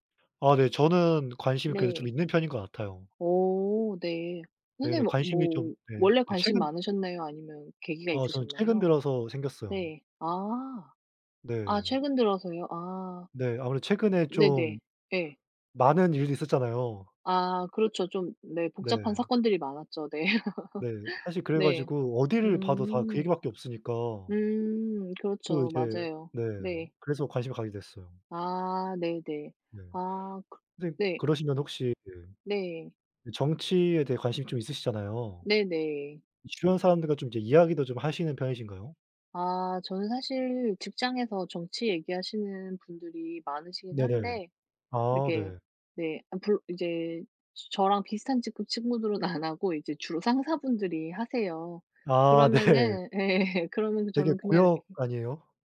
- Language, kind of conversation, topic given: Korean, unstructured, 정치 이야기를 하면서 좋았던 경험이 있나요?
- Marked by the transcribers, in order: other background noise; laugh; tapping; laughing while speaking: "안"; laughing while speaking: "예"; laughing while speaking: "네"